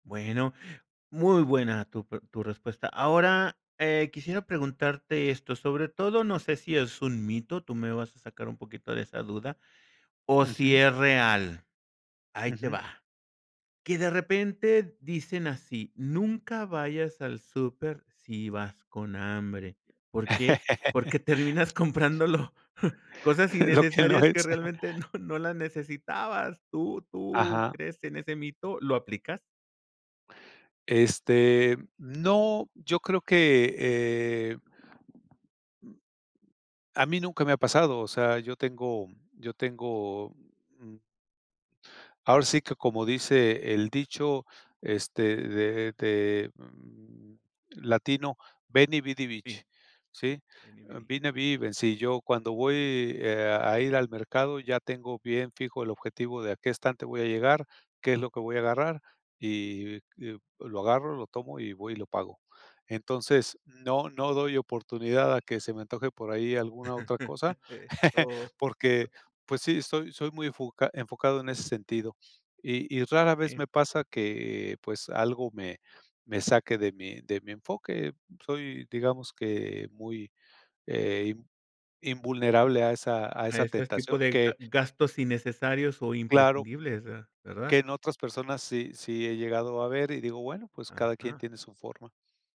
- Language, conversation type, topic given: Spanish, podcast, ¿Cómo organizas la despensa para encontrar siempre todo?
- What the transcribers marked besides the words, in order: chuckle; laughing while speaking: "comprándolo"; chuckle; laughing while speaking: "Lo que no es"; laughing while speaking: "no"; other background noise; chuckle; chuckle; tapping